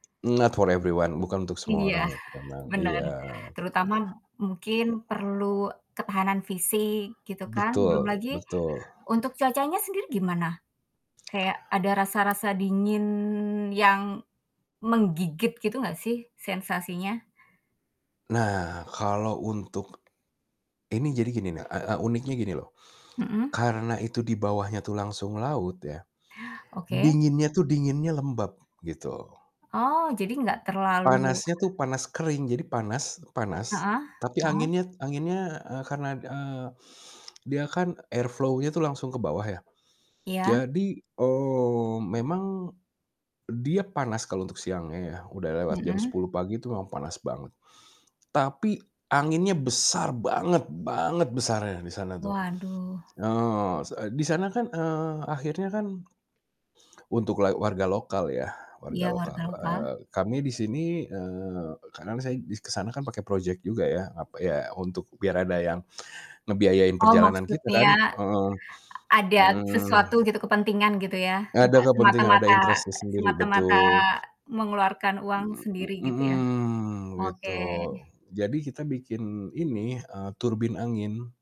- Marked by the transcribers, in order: in English: "Not for everyone"; other background noise; drawn out: "dingin"; stressed: "menggigit"; in English: "air flow-nya"; stressed: "banget banget"; distorted speech; in English: "interest-nya"; drawn out: "mhm"
- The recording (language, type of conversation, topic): Indonesian, podcast, Pernah nggak kamu benar-benar terpana saat melihat pemandangan alam?